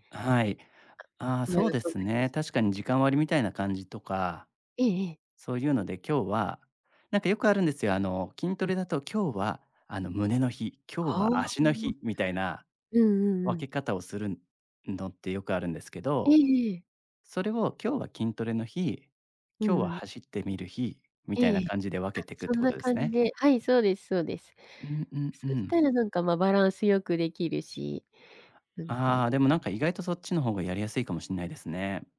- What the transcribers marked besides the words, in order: unintelligible speech; other background noise
- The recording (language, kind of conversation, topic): Japanese, advice, 運動プランが多すぎて何を優先すべきかわからないとき、どうすれば優先順位を決められますか？